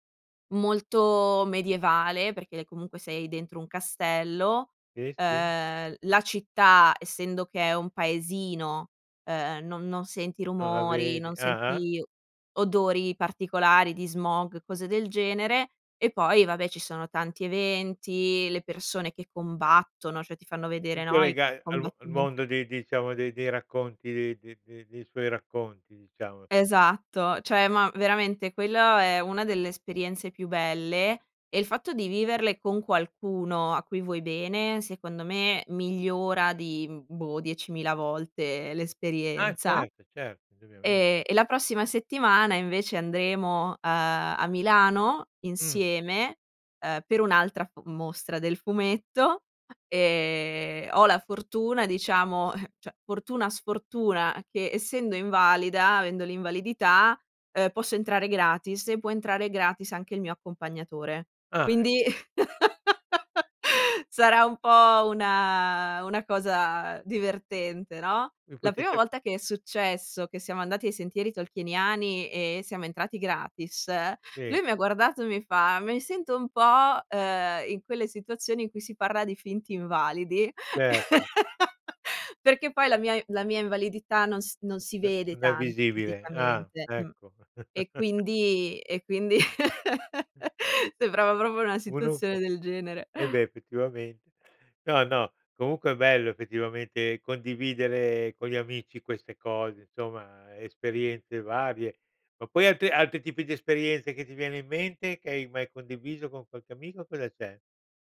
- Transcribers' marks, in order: "cioè" said as "ceh"; other noise; chuckle; "cioè" said as "ceh"; laugh; laugh; chuckle; "proprio" said as "propro"
- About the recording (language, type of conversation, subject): Italian, podcast, Come si coltivano amicizie durature attraverso esperienze condivise?